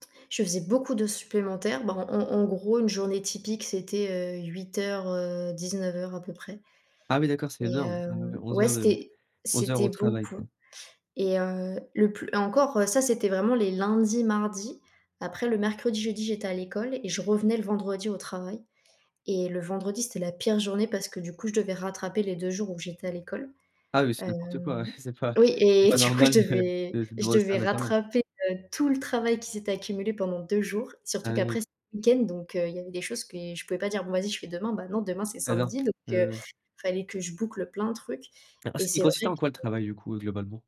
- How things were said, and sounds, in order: laughing while speaking: "du coup"; other noise
- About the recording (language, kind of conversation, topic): French, podcast, Comment gères-tu au quotidien l’équilibre entre ton travail et ta vie personnelle ?